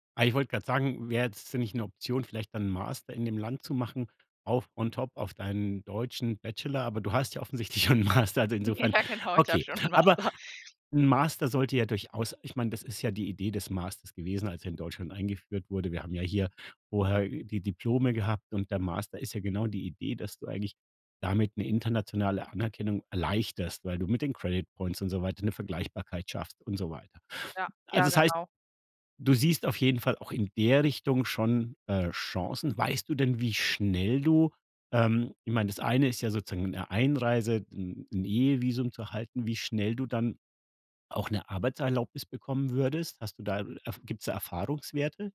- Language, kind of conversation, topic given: German, podcast, Wie hast du die Entscheidung finanziell abgesichert?
- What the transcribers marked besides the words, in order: in English: "on top"; laughing while speaking: "Ja genau"; laughing while speaking: "schon 'n Master"; laughing while speaking: "'n Master"; in English: "Credit Points"; stressed: "der"